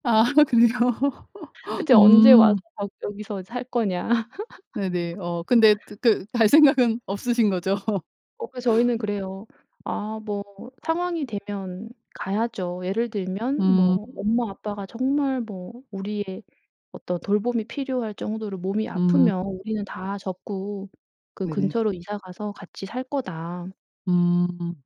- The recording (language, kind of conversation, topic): Korean, podcast, 가족이 원하는 직업과 내가 하고 싶은 일이 다를 때 어떻게 해야 할까?
- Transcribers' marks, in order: laughing while speaking: "아 그래요?"; other background noise; laugh; tapping; laugh; laughing while speaking: "갈 생각은 없으신 거죠?"; laugh